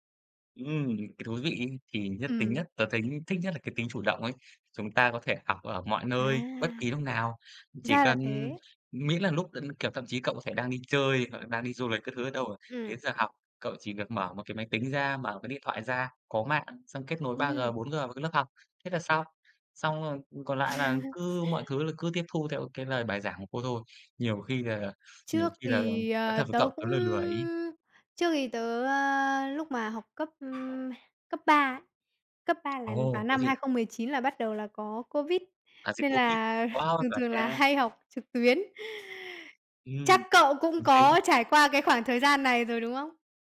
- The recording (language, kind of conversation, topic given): Vietnamese, unstructured, Bạn nghĩ gì về việc học trực tuyến thay vì đến lớp học truyền thống?
- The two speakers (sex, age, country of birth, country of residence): female, 20-24, Vietnam, Vietnam; male, 30-34, Vietnam, Vietnam
- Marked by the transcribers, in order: tapping; other background noise; chuckle; chuckle; laughing while speaking: "thường thường là"; unintelligible speech